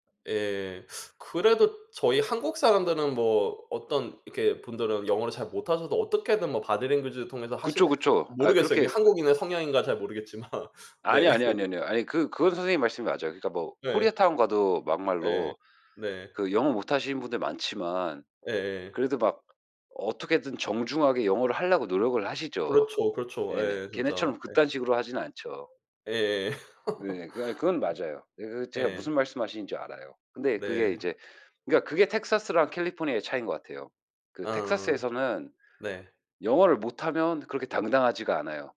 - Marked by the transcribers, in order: teeth sucking; tapping; laughing while speaking: "모르겠지만"; laugh; other background noise; laugh
- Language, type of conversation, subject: Korean, unstructured, 문화 차이 때문에 생겼던 재미있는 일이 있나요?